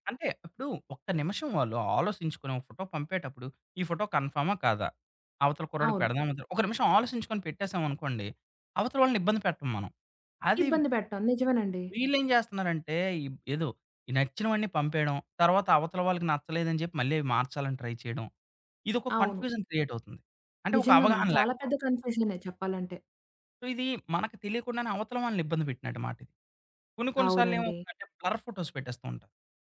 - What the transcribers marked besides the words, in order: tapping; in English: "ట్రై"; in English: "కన్‌ఫ్యూజన్"; in English: "సో"; in English: "బ్లర్ ఫోటోస్"
- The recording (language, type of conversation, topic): Telugu, podcast, నిన్నో ఫొటో లేదా స్క్రీన్‌షాట్ పంపేముందు ఆలోచిస్తావా?